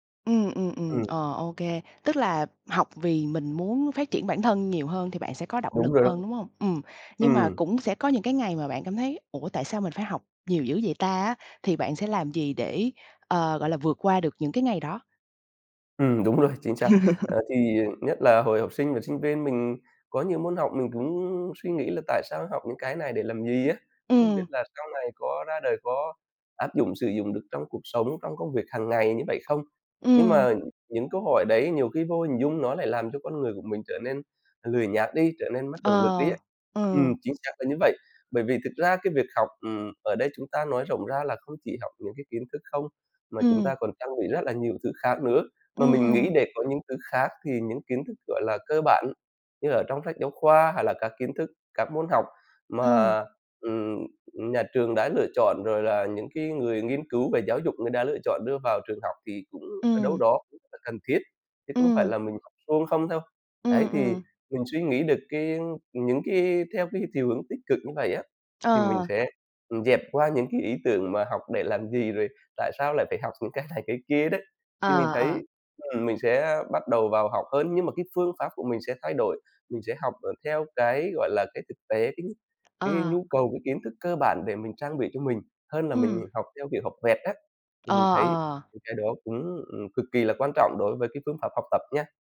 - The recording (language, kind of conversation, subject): Vietnamese, podcast, Bạn làm thế nào để giữ động lực học tập lâu dài?
- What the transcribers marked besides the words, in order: tapping; other background noise; laughing while speaking: "rồi"; chuckle; laughing while speaking: "cái này"